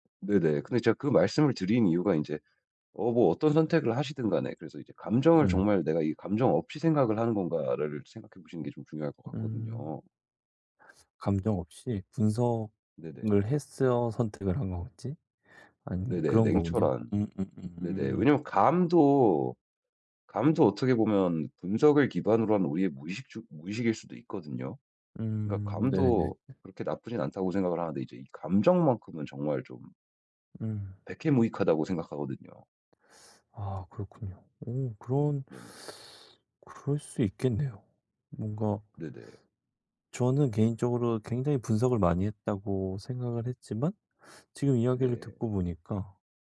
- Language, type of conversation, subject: Korean, advice, 중요한 결정을 앞두고 불확실해서 불안할 때 어떻게 선택하면 좋을까요?
- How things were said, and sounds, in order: other background noise; tapping; other noise